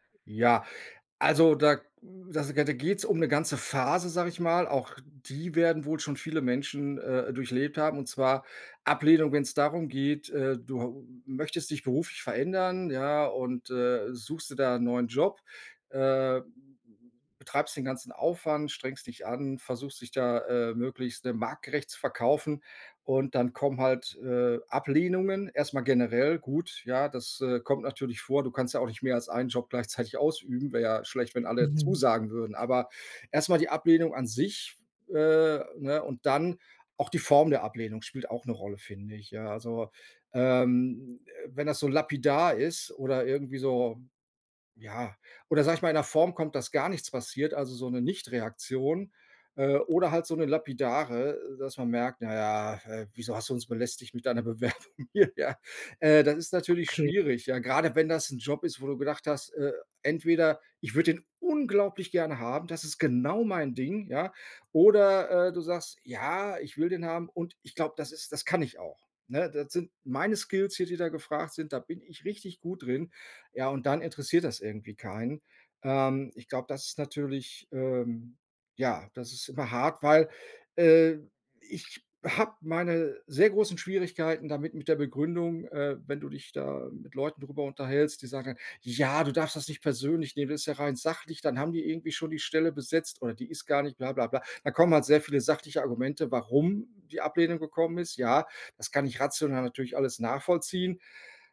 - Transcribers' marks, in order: laughing while speaking: "Bewerbung hier, ja?"; stressed: "unglaublich"
- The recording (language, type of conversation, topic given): German, advice, Wie kann ich konstruktiv mit Ablehnung und Zurückweisung umgehen?